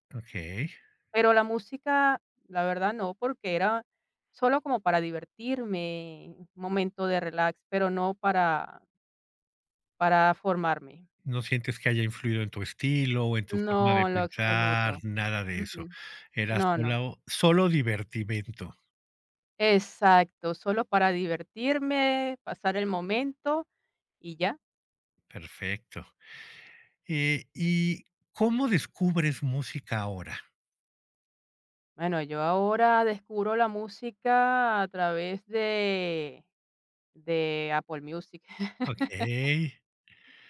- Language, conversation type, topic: Spanish, podcast, Oye, ¿cómo descubriste la música que marcó tu adolescencia?
- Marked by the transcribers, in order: other noise; drawn out: "Okey"; chuckle